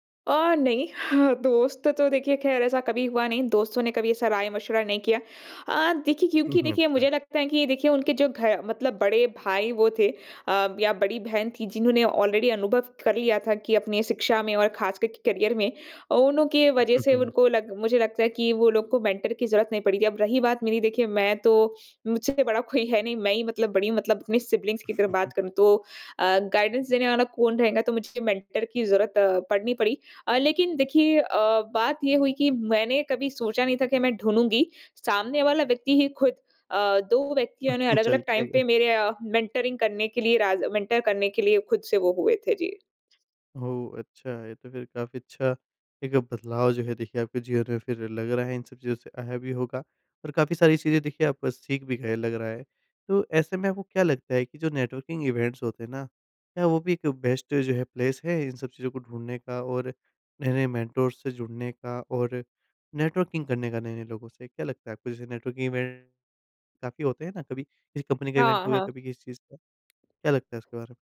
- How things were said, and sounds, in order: chuckle; chuckle; in English: "ऑलरेडी"; in English: "करियर"; chuckle; in English: "मेंटर"; in English: "सिबलिंग्स"; chuckle; in English: "गाइडेंस"; in English: "मेंटर"; chuckle; in English: "टाइम"; in English: "मेंटरिंग"; in English: "मेंटर"; tapping; in English: "नेटवर्किंग इवेंट्स"; in English: "बेस्ट"; in English: "प्लेस"; in English: "मेंटर"; in English: "नेटवर्किंग"; in English: "नेटवर्किंग इवेंट"; in English: "इवेंट"
- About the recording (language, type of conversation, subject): Hindi, podcast, मेंटर चुनते समय आप किन बातों पर ध्यान देते हैं?